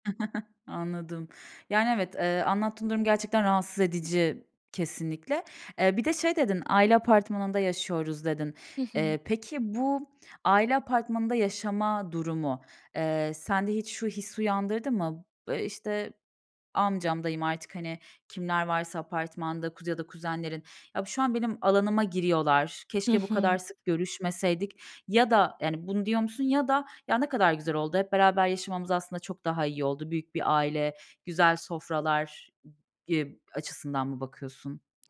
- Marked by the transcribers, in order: chuckle; other background noise
- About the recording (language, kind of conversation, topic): Turkish, podcast, Kişisel alanın önemini başkalarına nasıl anlatırsın?
- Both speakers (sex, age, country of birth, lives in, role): female, 25-29, Turkey, Ireland, guest; female, 30-34, Turkey, Bulgaria, host